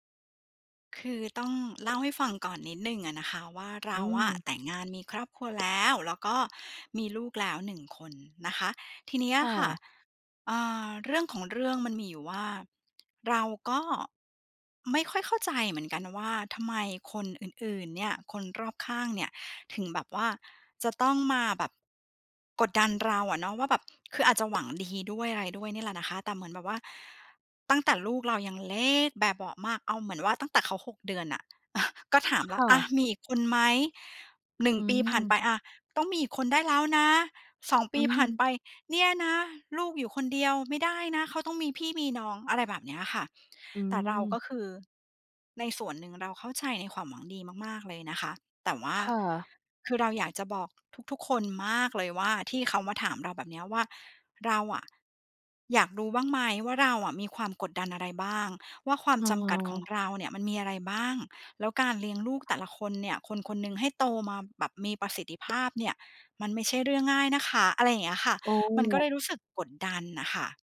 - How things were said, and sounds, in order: other noise; tapping; stressed: "เล็ก"; chuckle; other background noise
- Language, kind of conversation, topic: Thai, advice, คุณรู้สึกถูกกดดันให้ต้องมีลูกตามความคาดหวังของคนรอบข้างหรือไม่?